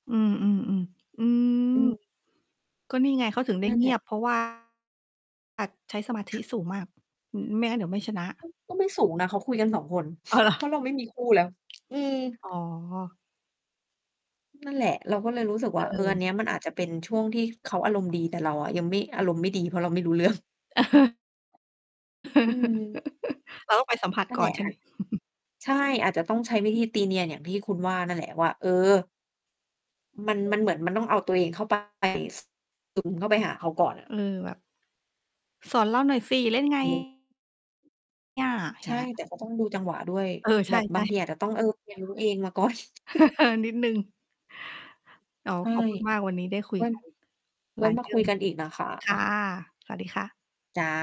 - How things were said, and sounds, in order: distorted speech; other noise; sniff; mechanical hum; laughing while speaking: "เรื่อง"; chuckle; chuckle; unintelligible speech; unintelligible speech; laughing while speaking: "ก่อน"; chuckle
- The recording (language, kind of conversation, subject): Thai, unstructured, คุณชอบทำกิจกรรมอะไรที่ทำให้คุณลืมเวลาได้?